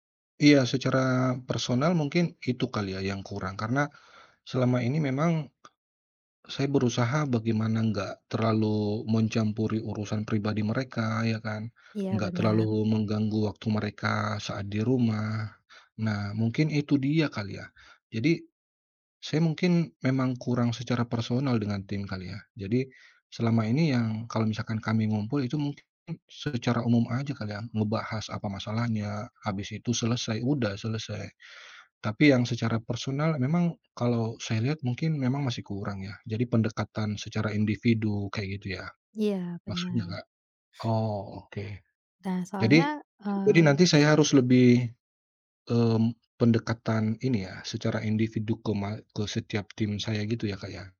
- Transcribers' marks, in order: tapping; other background noise
- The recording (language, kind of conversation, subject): Indonesian, advice, Bagaimana sebaiknya saya menyikapi perasaan gagal setelah peluncuran produk yang hanya mendapat sedikit respons?